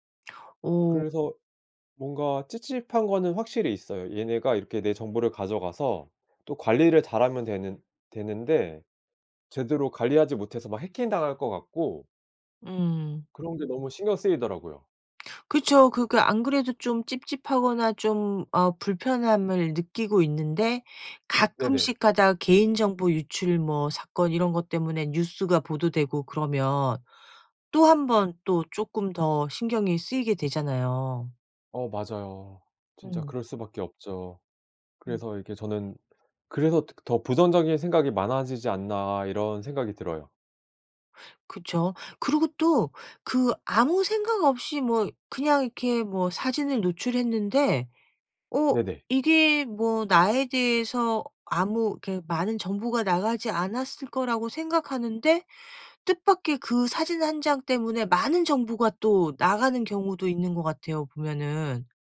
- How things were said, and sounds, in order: none
- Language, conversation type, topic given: Korean, podcast, 개인정보는 어느 정도까지 공개하는 것이 적당하다고 생각하시나요?